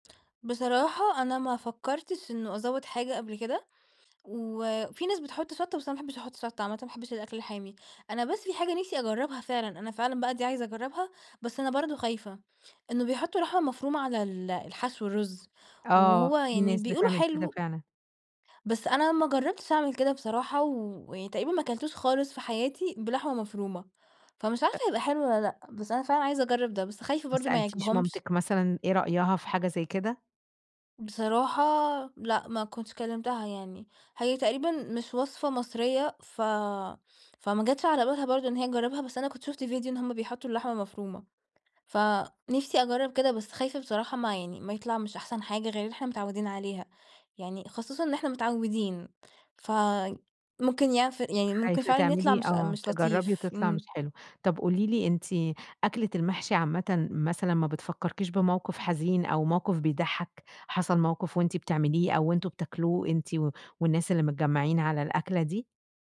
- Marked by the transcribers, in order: tapping
- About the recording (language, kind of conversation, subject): Arabic, podcast, إيه الأكلة اللي بتجمع كل العيلة حوالين الطبق؟